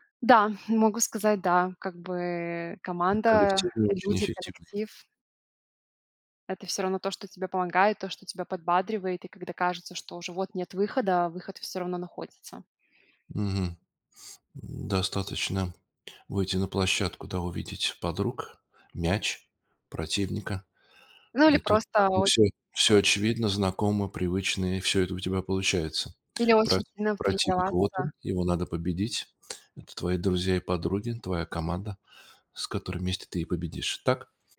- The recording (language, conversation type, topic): Russian, podcast, Как вы справляетесь со стрессом в повседневной жизни?
- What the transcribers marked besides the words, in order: tapping; unintelligible speech